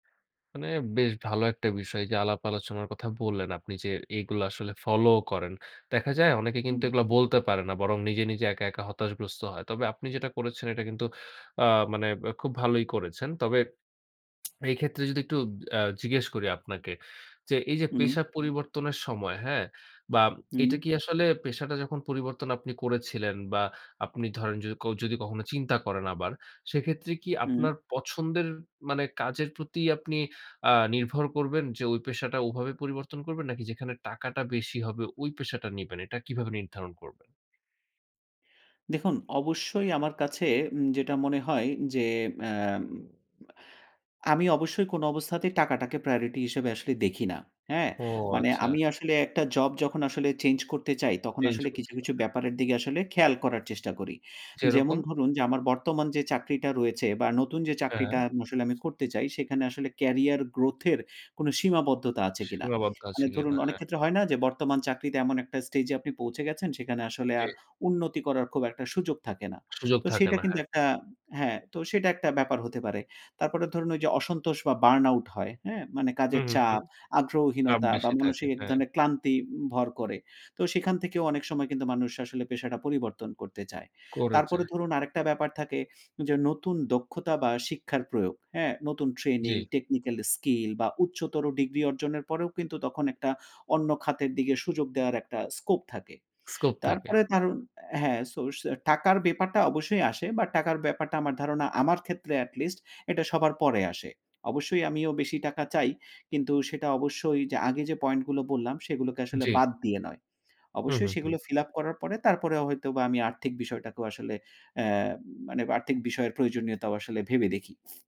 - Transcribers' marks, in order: "হতাশাগ্রস্ত" said as "হতাশগ্রস্ত"; tsk; in English: "priority"; "আসলে" said as "মুসলে"; in English: "career growth"; in English: "stage"; in English: "burn out"; "মানসিক" said as "মনসিক"; in English: "technical skill"; in English: "scope"; lip smack; in English: "Scope"; in English: "source"; in English: "atleast"; in English: "fill up"
- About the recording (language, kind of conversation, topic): Bengali, podcast, পেশা পরিবর্তনের কথা পরিবারকে কীভাবে জানাবেন ও তাদের সঙ্গে কীভাবে আলোচনা করবেন?